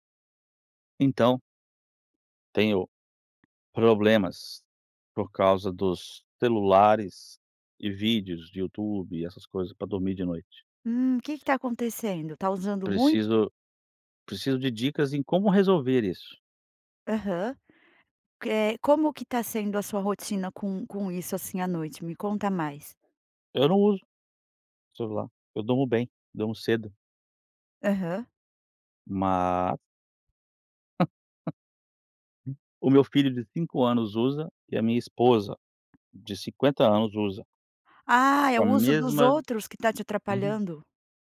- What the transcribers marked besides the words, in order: tapping; laugh
- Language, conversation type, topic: Portuguese, advice, Como o uso de eletrônicos à noite impede você de adormecer?